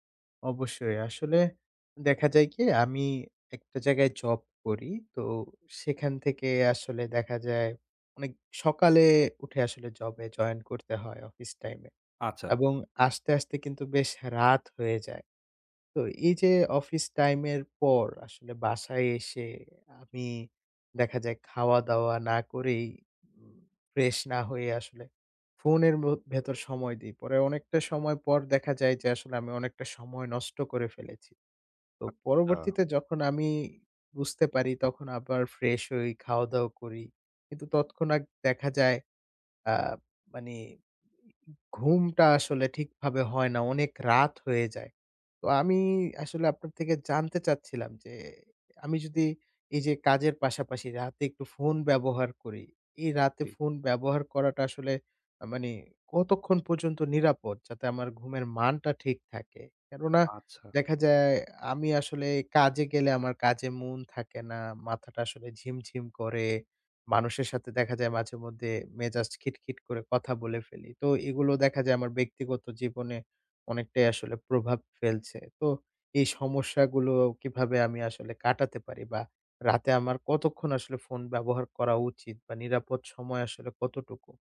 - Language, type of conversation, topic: Bengali, advice, রাতে ঘুম ঠিক রাখতে কতক্ষণ পর্যন্ত ফোনের পর্দা দেখা নিরাপদ?
- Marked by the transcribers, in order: "আচ্ছা" said as "আচ্চা"; other background noise; "তৎক্ষণাৎ" said as "তৎক্ষণাক"; "মানে" said as "মানি"